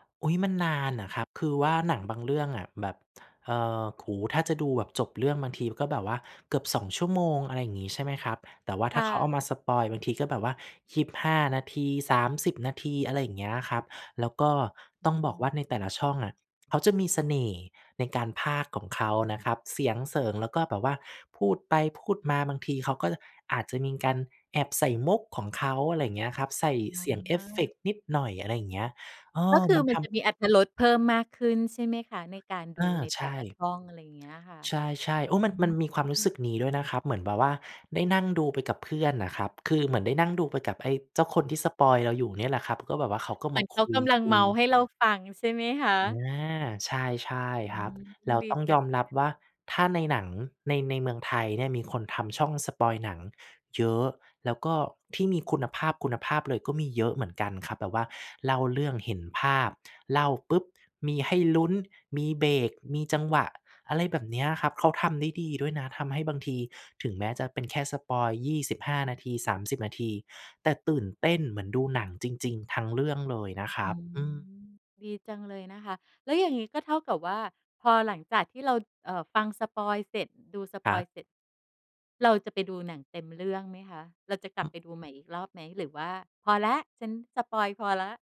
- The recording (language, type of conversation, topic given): Thai, podcast, แพลตฟอร์มไหนมีอิทธิพลมากที่สุดต่อรสนิยมด้านความบันเทิงของคนไทยในตอนนี้ และเพราะอะไร?
- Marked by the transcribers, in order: tsk; tapping